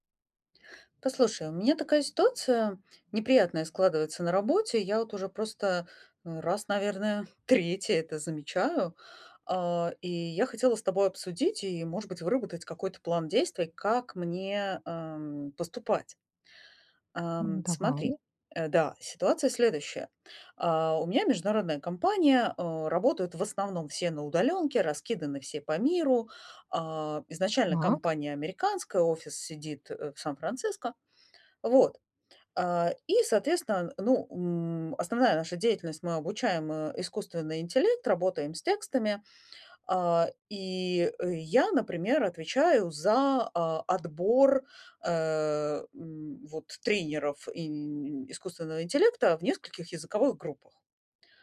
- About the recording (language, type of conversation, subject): Russian, advice, Как мне получить больше признания за свои достижения на работе?
- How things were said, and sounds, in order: none